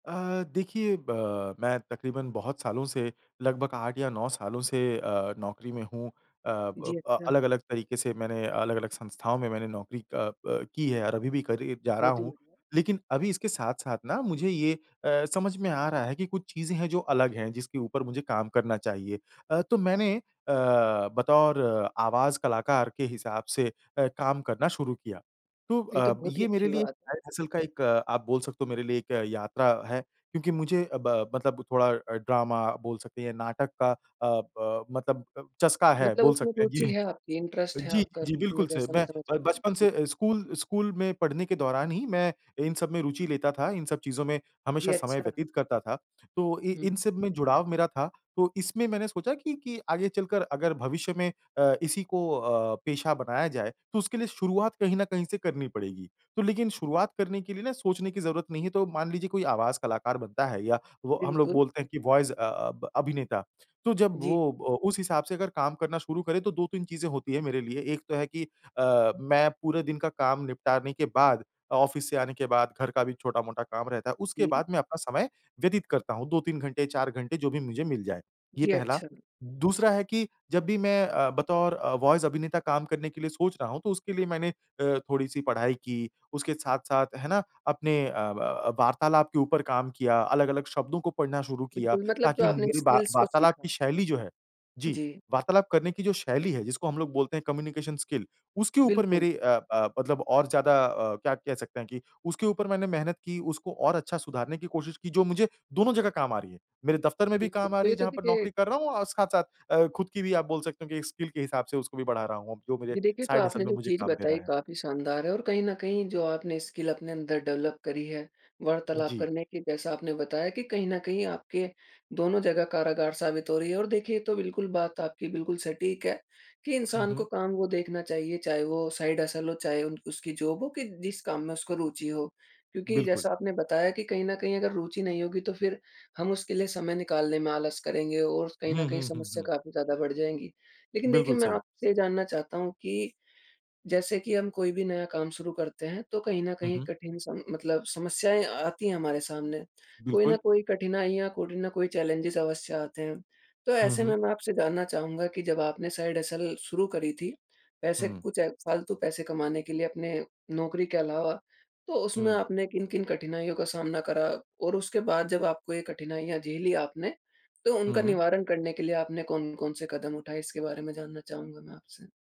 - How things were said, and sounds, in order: in English: "साइड हसल"; in English: "ड्रामा"; in English: "इंटरेस्ट"; in English: "वॉइस"; in English: "ऑफ़िस"; in English: "वॉइस"; in English: "स्किल्स"; in English: "कम्युनिकेशन स्किल"; in English: "स्किल"; in English: "साइड हसल"; in English: "स्किल"; in English: "डेवलप"; in English: "साइड हसल"; in English: "जॉब"; in English: "चैलेंजेस"; in English: "साइड हसल"
- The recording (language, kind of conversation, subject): Hindi, podcast, क्या आपका अतिरिक्त काम आपके लिए सच में फायदेमंद रहा है?